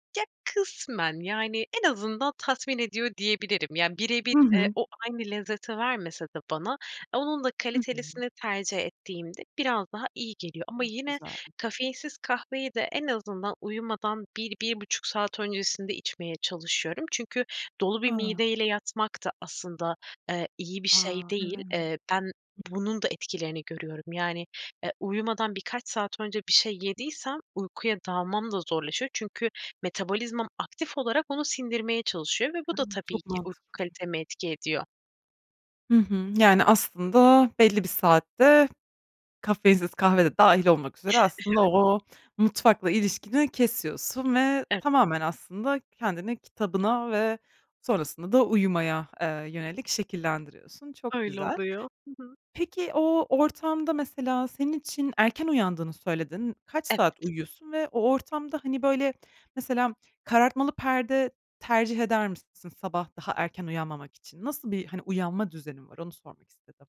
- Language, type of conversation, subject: Turkish, podcast, Uyku düzenini iyileştirmek için neler yapıyorsunuz, tavsiye verebilir misiniz?
- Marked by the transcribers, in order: other noise; other background noise; unintelligible speech